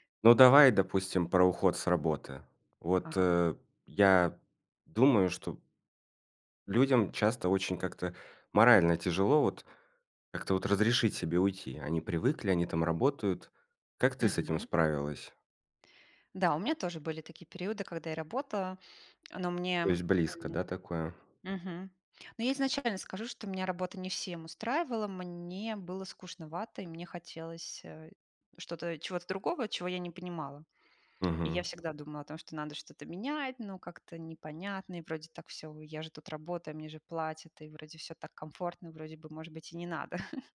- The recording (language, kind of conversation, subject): Russian, podcast, Что вы выбираете — стабильность или перемены — и почему?
- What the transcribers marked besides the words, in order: tapping; chuckle